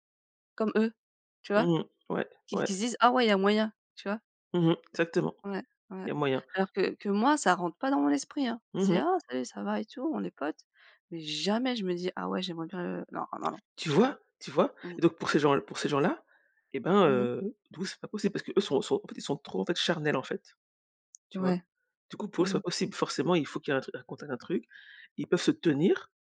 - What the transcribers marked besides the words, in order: stressed: "jamais"; anticipating: "Tu vois ? Tu vois ?"
- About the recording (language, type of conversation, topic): French, unstructured, Est-il acceptable de manipuler pour réussir ?